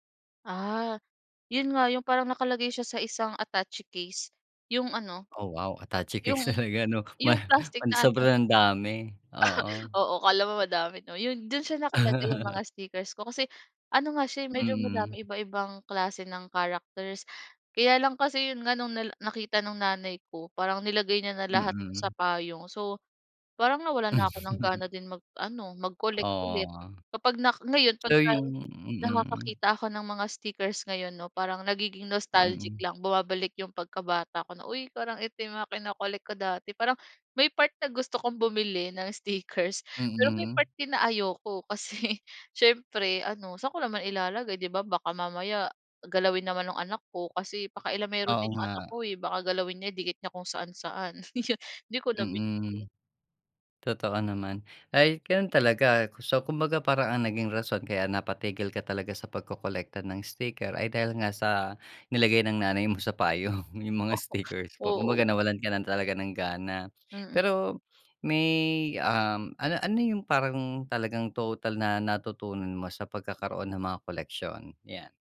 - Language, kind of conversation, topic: Filipino, podcast, May koleksyon ka ba noon, at bakit mo ito kinolekta?
- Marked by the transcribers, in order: laughing while speaking: "talaga, 'no? Ma pan sobrang dami"; chuckle; other background noise; chuckle; in English: "nostalgic"; laughing while speaking: "Kasi"; laugh; chuckle